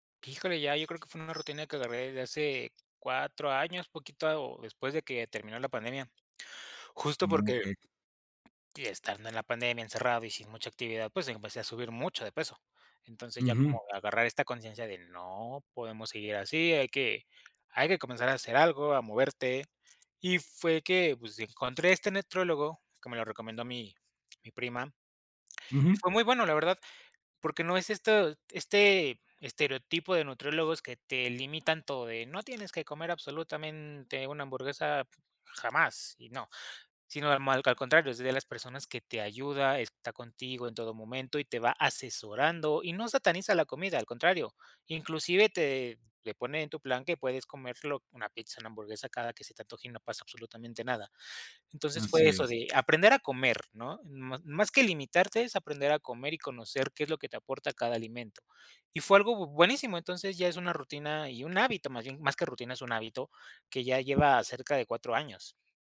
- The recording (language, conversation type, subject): Spanish, podcast, ¿Cómo organizas tus comidas para comer sano entre semana?
- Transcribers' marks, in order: other background noise; unintelligible speech; other noise; tapping